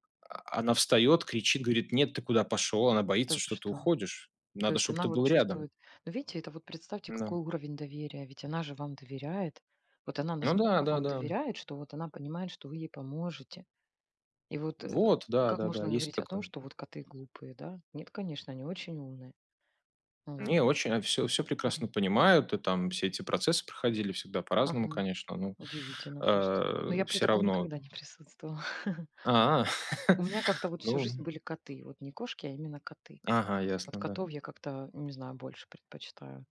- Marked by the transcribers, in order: tapping; other background noise; chuckle; laugh
- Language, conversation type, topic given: Russian, unstructured, Что самое удивительное вы знаете о поведении кошек?
- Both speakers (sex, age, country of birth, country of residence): female, 40-44, Ukraine, Spain; male, 35-39, Belarus, Malta